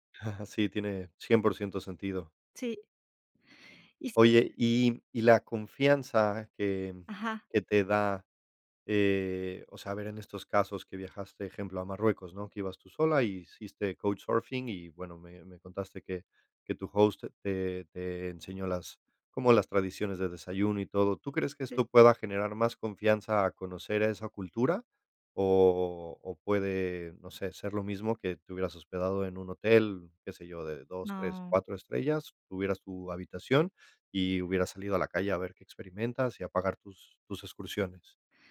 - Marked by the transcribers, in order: chuckle
- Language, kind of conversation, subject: Spanish, podcast, ¿Qué haces para conocer gente nueva cuando viajas solo?